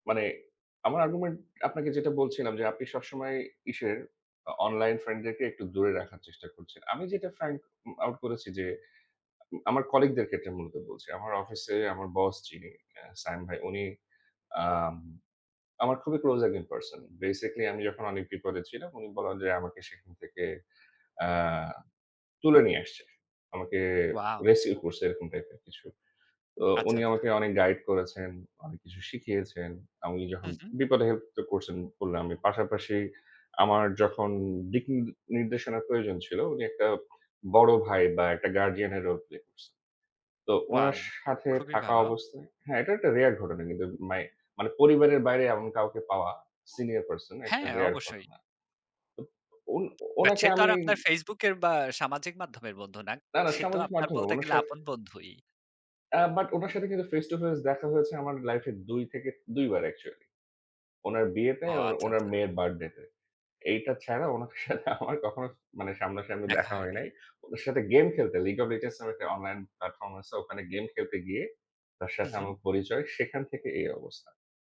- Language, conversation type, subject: Bengali, unstructured, সামাজিক যোগাযোগমাধ্যম কি আমাদের বন্ধুত্বের সংজ্ঞা বদলে দিচ্ছে?
- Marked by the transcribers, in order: in English: "argumen"; "argument" said as "argumen"; in English: "find"; in English: "out"; in English: "rescue"; in English: "রোল প্লে"; in English: "রেয়ার"; in English: "রেয়ার"; in English: "অ্যাকচুয়ালি"; "বার্থডেতে" said as "বারডেতে"; scoff; "League of Legends" said as "League of Letes"